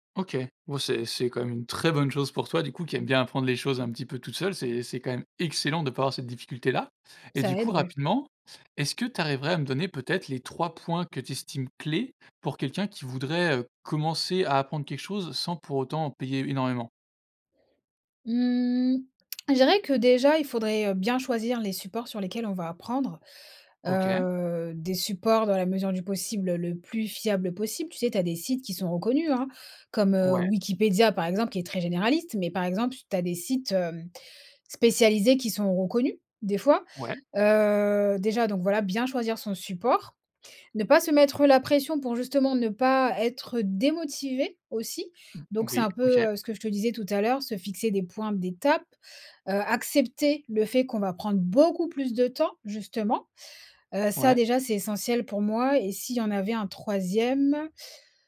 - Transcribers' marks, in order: stressed: "excellent"; stressed: "clés"; other background noise; stressed: "beaucoup"
- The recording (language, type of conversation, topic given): French, podcast, Tu as des astuces pour apprendre sans dépenser beaucoup d’argent ?